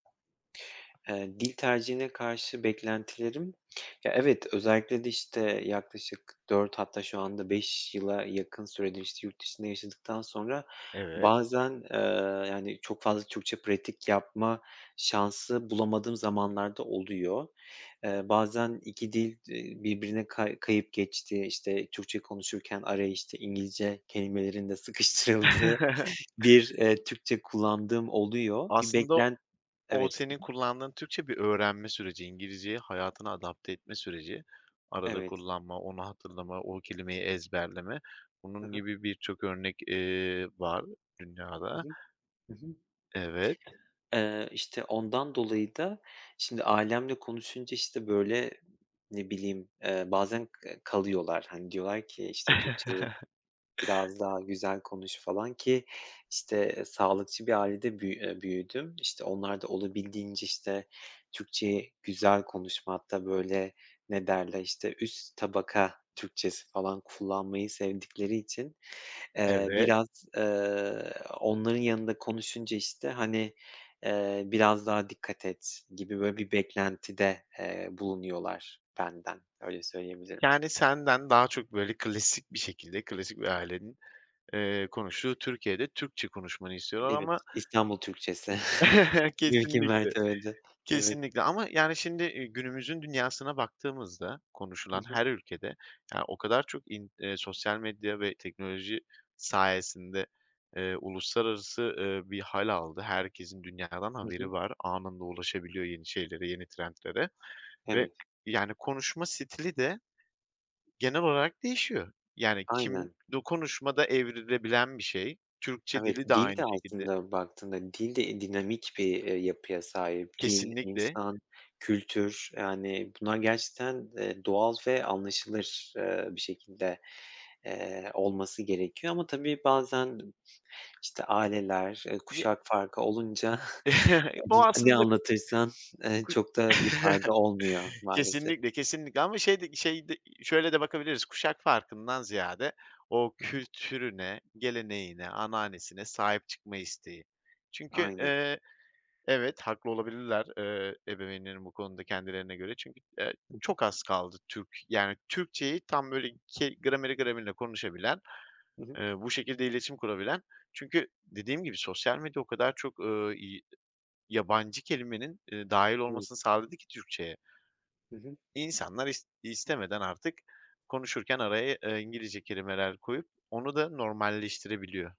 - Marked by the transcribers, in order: other background noise; tapping; chuckle; laughing while speaking: "sıkıştırıldığı"; chuckle; chuckle; chuckle
- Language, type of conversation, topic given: Turkish, podcast, İki dil bilmek kimliği nasıl değiştirir?